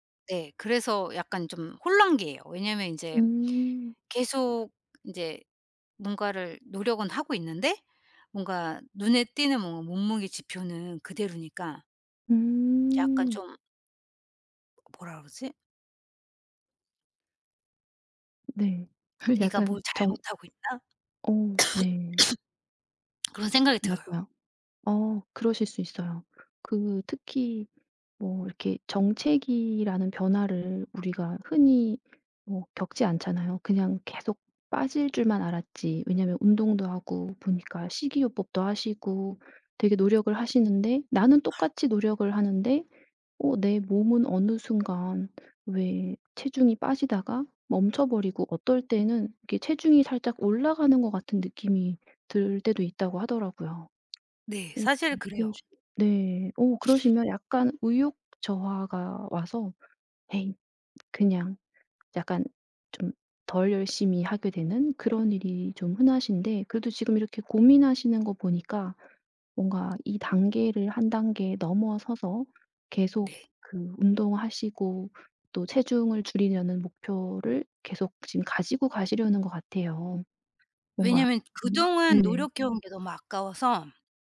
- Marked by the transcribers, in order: other background noise; tapping; laugh; laughing while speaking: "약간"; cough; background speech
- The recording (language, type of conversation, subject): Korean, advice, 운동 성과 정체기를 어떻게 극복할 수 있을까요?